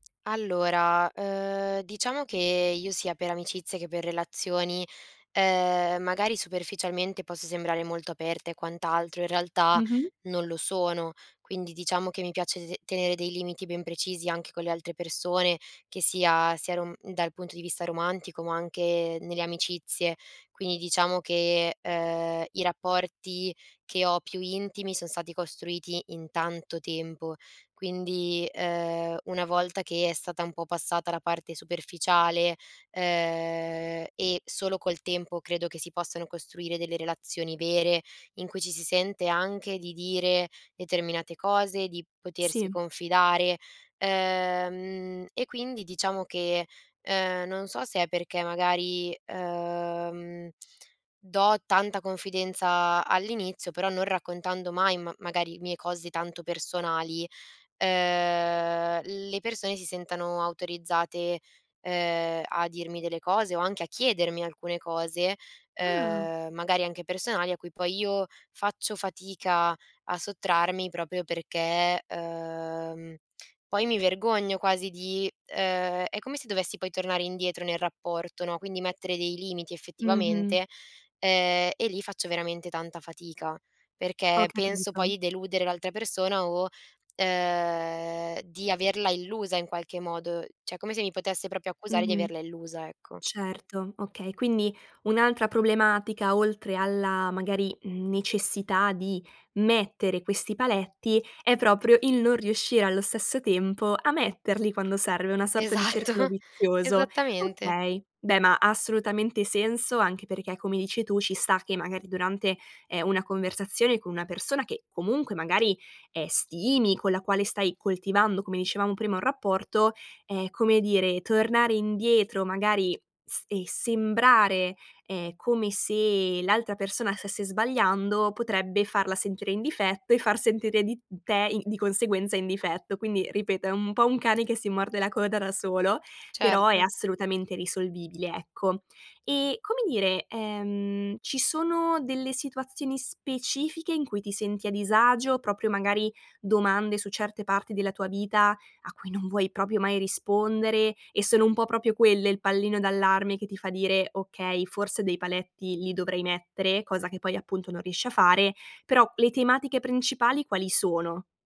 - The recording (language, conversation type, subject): Italian, advice, Come posso comunicare chiaramente le mie aspettative e i miei limiti nella relazione?
- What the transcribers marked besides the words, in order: "Quindi" said as "quini"; "proprio" said as "propio"; "cioè" said as "ceh"; "proprio" said as "propio"; "circolo" said as "cercolo"; laughing while speaking: "Esatto!"; "stesse" said as "sesse"; "proprio" said as "propio"; "proprio" said as "propio"; "proprio" said as "propio"